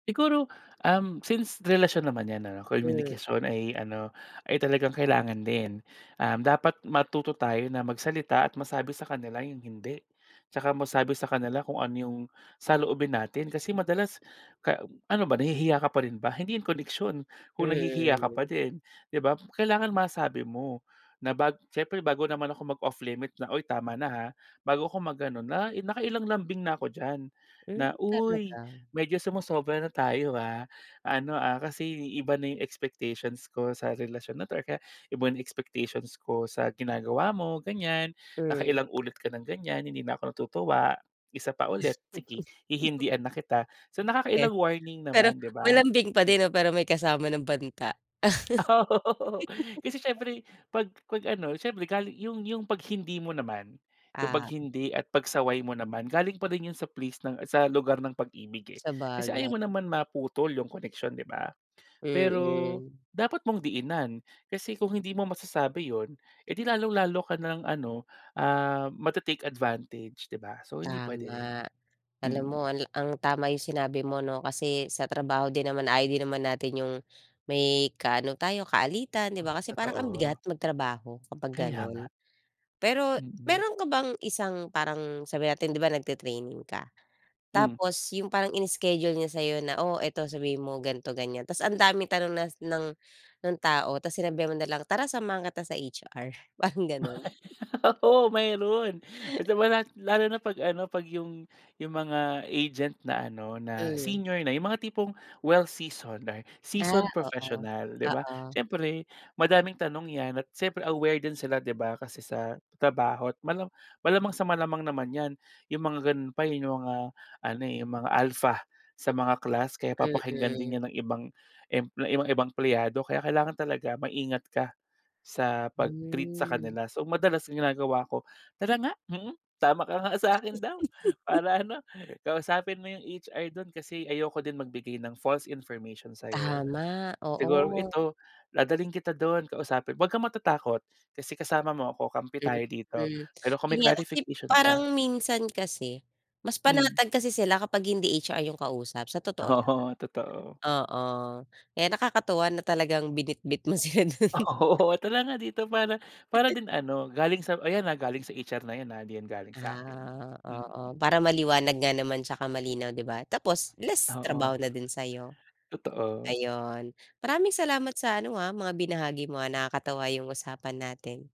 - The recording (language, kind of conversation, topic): Filipino, podcast, Ano ang tamang balanse ng pagbibigay at pagtanggap sa pakikipag-ugnayan para sa iyo?
- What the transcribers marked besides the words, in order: chuckle; laughing while speaking: "Oh, oho, oo"; laugh; laugh; gasp; laugh; laughing while speaking: "Oo"; laughing while speaking: "sila do'n"; laughing while speaking: "Oo"; chuckle